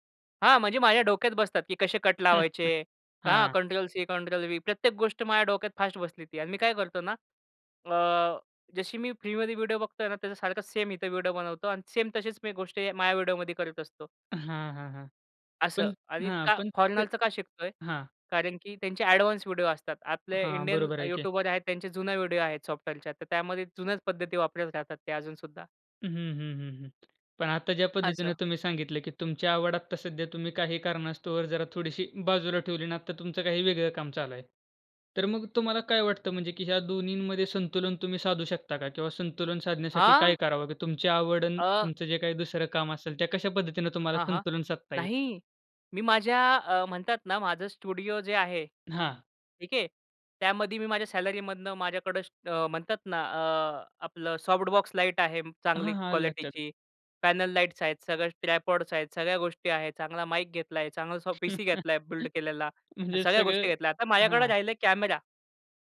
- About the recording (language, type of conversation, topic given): Marathi, podcast, तुमची आवड कशी विकसित झाली?
- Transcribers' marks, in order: chuckle; tapping; other background noise; in English: "ॲडवान्स"; in English: "स्टुडिओ"; in English: "पॅनल"; in English: "ट्रायपॉड्स"; chuckle